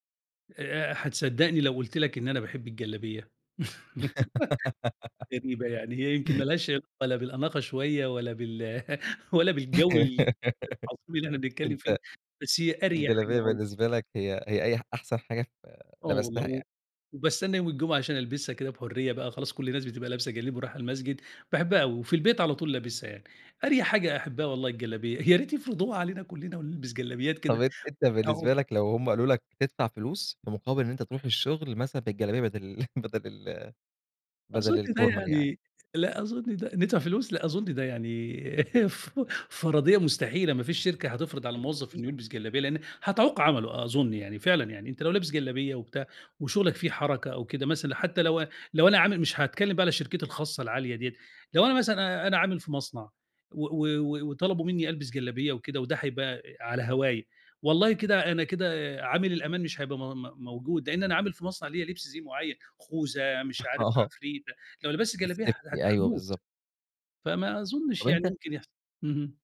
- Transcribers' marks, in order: laugh; chuckle; laugh; unintelligible speech; chuckle; in English: "الفورمال"; chuckle; unintelligible speech; chuckle; in English: "الSafety"
- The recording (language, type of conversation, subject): Arabic, podcast, إزاي بتختار دلوقتي بين الراحة والأناقة؟